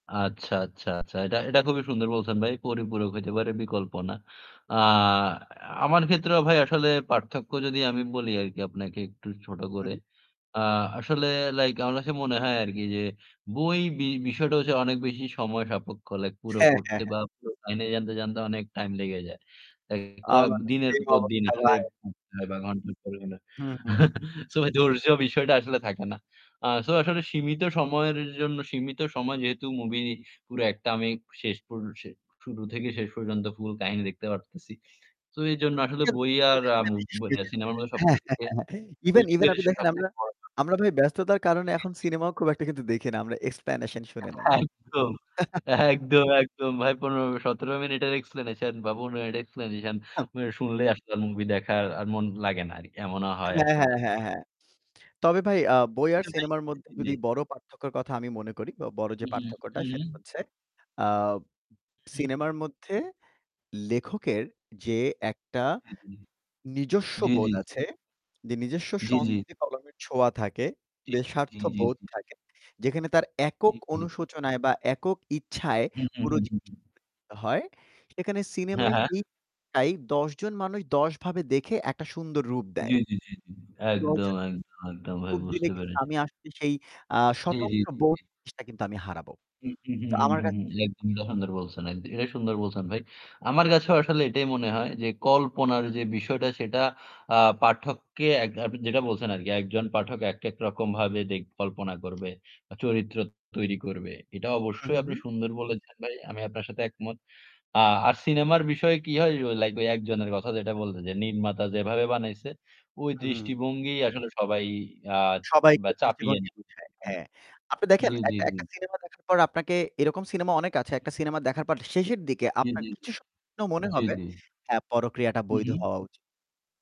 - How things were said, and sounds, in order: static; distorted speech; chuckle; unintelligible speech; chuckle; unintelligible speech; unintelligible speech; in English: "এক্সপ্ল্যানেশন"; chuckle; laughing while speaking: "একদম, একদম একদম"; chuckle; lip smack; unintelligible speech; other background noise; unintelligible speech; tapping; "সুন্দর" said as "দহান্দার"; unintelligible speech; "পরকীয়াটা" said as "পরক্রিয়াটা"
- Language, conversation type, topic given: Bengali, unstructured, আপনি কি কখনো কোনো বইয়ের চলচ্চিত্র রূপান্তর দেখেছেন, আর তা আপনার কেমন লেগেছে?